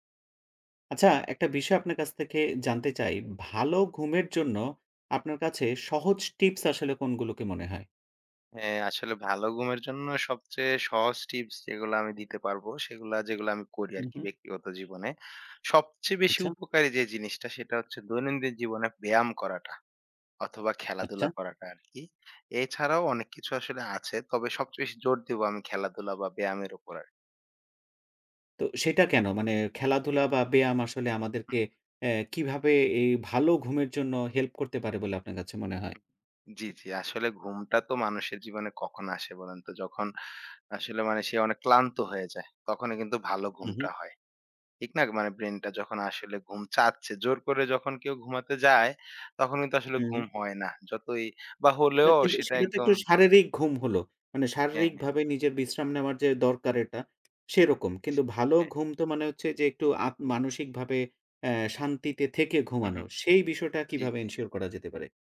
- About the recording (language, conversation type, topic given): Bengali, podcast, ভালো ঘুমের জন্য আপনার সহজ টিপসগুলো কী?
- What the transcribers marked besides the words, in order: tapping; other background noise; in English: "ensure"